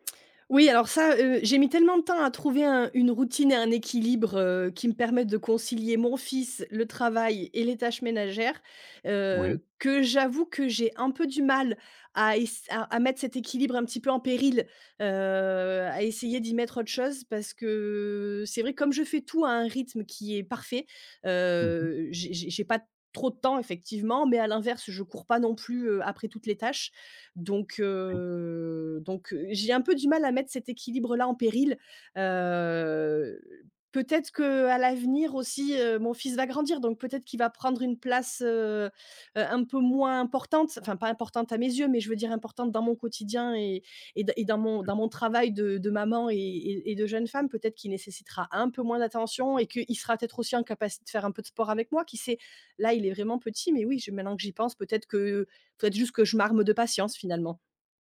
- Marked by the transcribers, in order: drawn out: "heu"; drawn out: "heu"
- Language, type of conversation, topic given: French, advice, Comment faire pour trouver du temps pour moi et pour mes loisirs ?